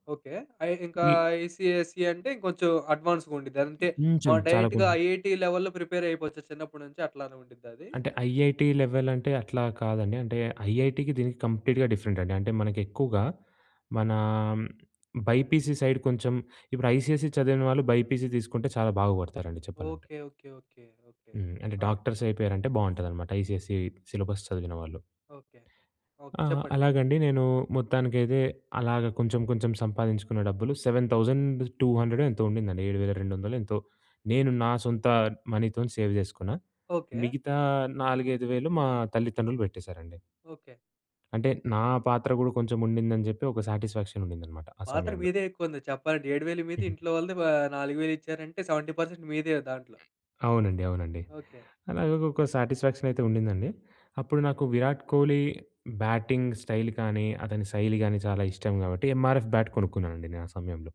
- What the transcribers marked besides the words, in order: in English: "ఐసీఎస్‌సీ"; other background noise; in English: "అడ్వాన్స్‌గా"; in English: "డైరెక్ట్‌గా ఐఐటీ లెవెల్‌లో ప్రిపేర్"; in English: "ఐఐటీ లెవెల్"; in English: "ఐఐటీకి"; in English: "కంప్లీట్‌గా డిఫరెంట్"; in English: "బైపీసీ సైడ్"; in English: "ఐసీఎస్‌సీ"; in English: "బైపీసీ"; in English: "డాక్టర్స్"; in English: "ఐసీఎస్‌సీ సిలబస్"; in English: "సెవెన్ థౌసండ్ టూ హండ్రెడో"; in English: "మనీతోని సేవ్"; in English: "సాటిస్ఫాక్షన్"; in English: "సెవెంటీ పర్సెంట్"; in English: "సాటిస్ఫాక్షన్"; in English: "బ్యాటింగ్ స్టైల్"
- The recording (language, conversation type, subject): Telugu, podcast, ఒక చిన్న సహాయం పెద్ద మార్పు తేవగలదా?